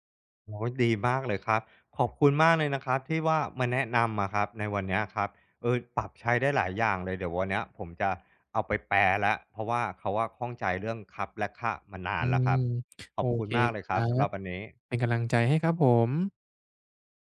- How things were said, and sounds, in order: none
- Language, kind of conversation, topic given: Thai, advice, ฉันควรทำอย่างไรเพื่อหลีกเลี่ยงความเข้าใจผิดทางวัฒนธรรม?